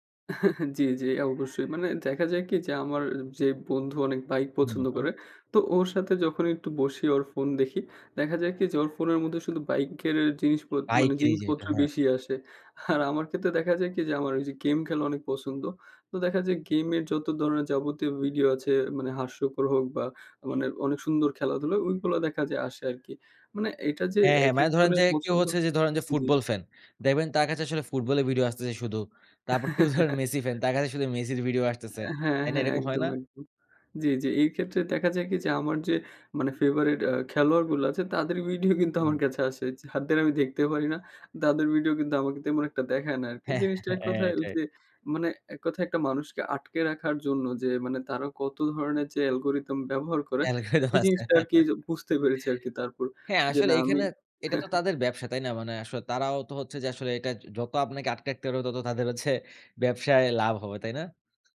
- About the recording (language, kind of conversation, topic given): Bengali, podcast, স্ক্রিন সময় নিয়ন্ত্রণ করতে আপনি কী কী ব্যবস্থা নেন?
- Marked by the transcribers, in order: chuckle; chuckle; laughing while speaking: "ভিডিও কিন্তু আমার কাছে আসে। যাদের আমি"; laughing while speaking: "হ্যাঁ। হ্যাঁ, এটাই"; in English: "অ্যালগরিথম"; laughing while speaking: "অ্যালগরিথম আছে"; in English: "অ্যালগরিথম"; chuckle; laughing while speaking: "হ্যাঁ, হ্যাঁ"